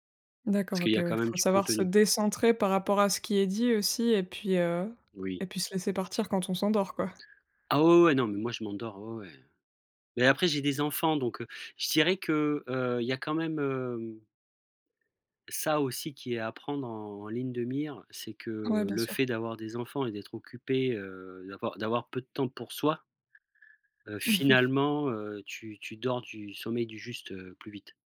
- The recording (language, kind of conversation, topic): French, podcast, Comment gères-tu le stress qui t’empêche de dormir ?
- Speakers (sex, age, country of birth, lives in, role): female, 25-29, France, France, host; male, 40-44, France, France, guest
- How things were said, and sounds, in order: none